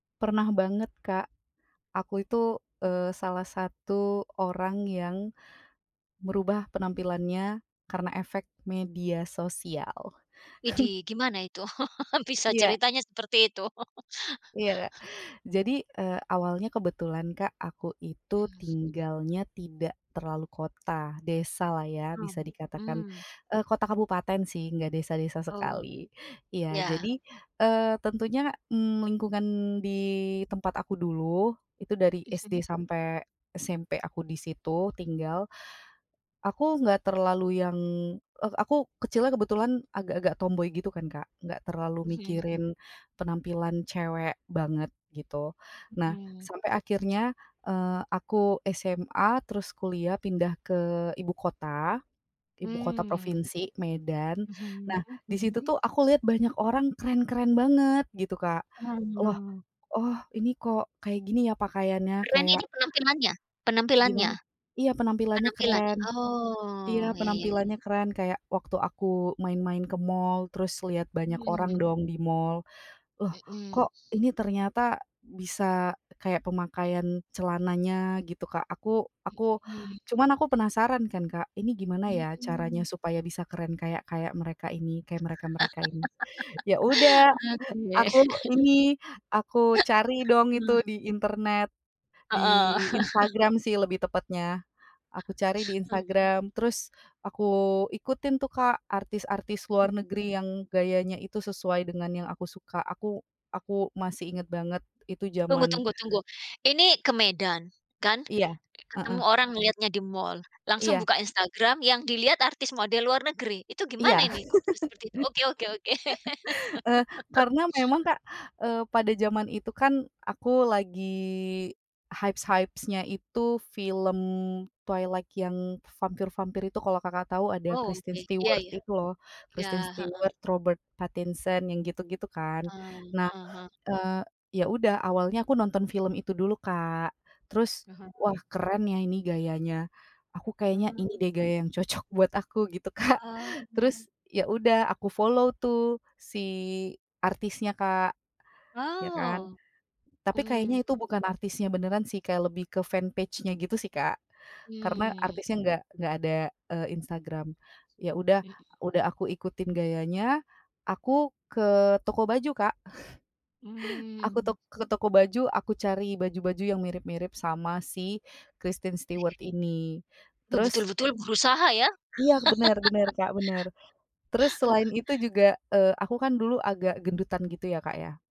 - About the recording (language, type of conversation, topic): Indonesian, podcast, Bagaimana media sosial mengubah cara kamu menampilkan diri?
- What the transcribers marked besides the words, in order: tapping; other background noise; chuckle; chuckle; chuckle; chuckle; chuckle; chuckle; laugh; in English: "hypes-hypes-nya"; in English: "follow"; in English: "fan page-nya"; chuckle; laugh